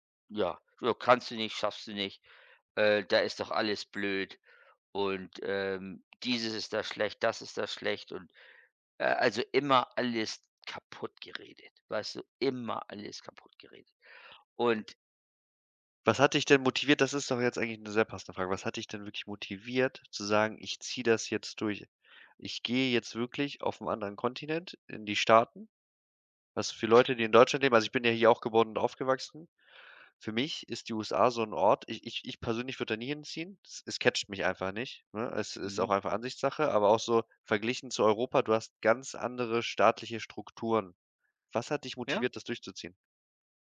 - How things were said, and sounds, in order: stressed: "Immer"
- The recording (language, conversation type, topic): German, unstructured, Was motiviert dich, deine Träume zu verfolgen?